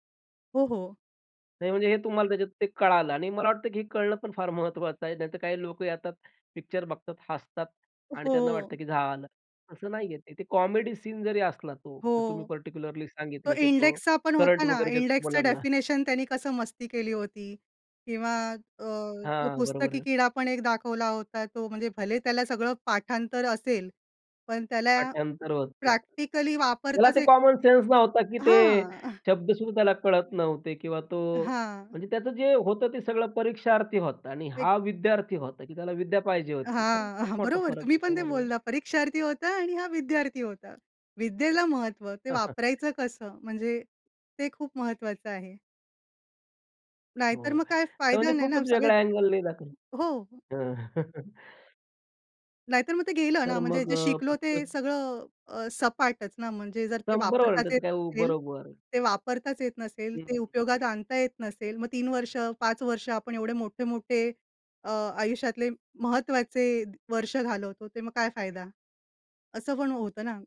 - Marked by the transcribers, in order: laughing while speaking: "फार महत्वाचं आहे"; in English: "कॉमेडी"; tapping; in English: "इंडेक्सचा"; in English: "पर्टिक्युलरली"; in English: "करंट"; in English: "इंडेक्सचं"; laughing while speaking: "मुलांना"; in English: "कॉमन सेन्स"; chuckle; other background noise; chuckle; other noise; chuckle
- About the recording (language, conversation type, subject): Marathi, podcast, कुठल्या चित्रपटाने तुम्हाला सर्वात जास्त प्रेरणा दिली आणि का?